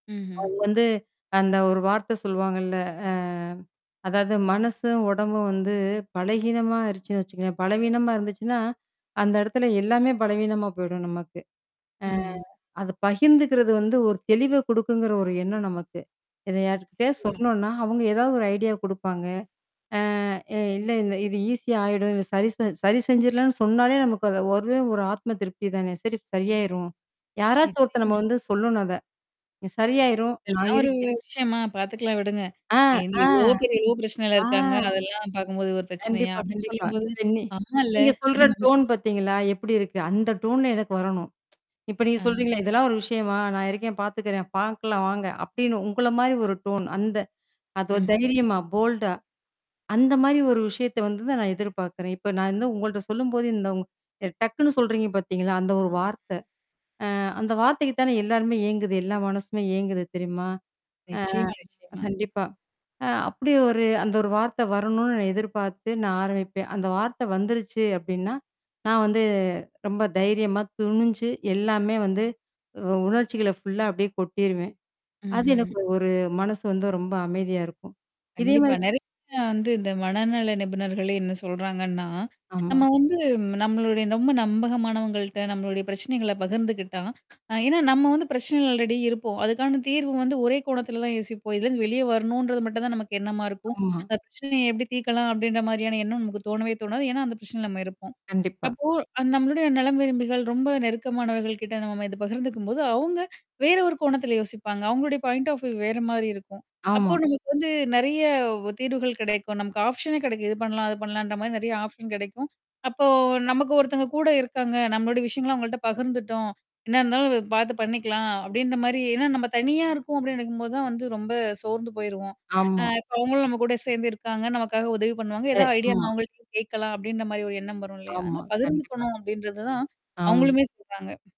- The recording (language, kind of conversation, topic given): Tamil, podcast, நீங்கள் உங்கள் உணர்ச்சிகளைத் திறந்தமையாகப் பகிரத் தொடங்கியதற்கு காரணம் என்ன?
- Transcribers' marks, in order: distorted speech; tapping; in English: "ஐடியா"; in English: "ஈஸியா"; drawn out: "ஆ"; in English: "டோன்"; in English: "டோன்ல"; tsk; other background noise; in English: "டோன்"; in English: "போல்டா"; in English: "ஃபுல்லா"; in English: "அல்ரெடி"; in English: "பாயிண்ட் ஆஃப் வியூ"; in English: "ஆப்ஷனே"; in English: "ஆப்ஷன்"; in English: "ஐடியானா"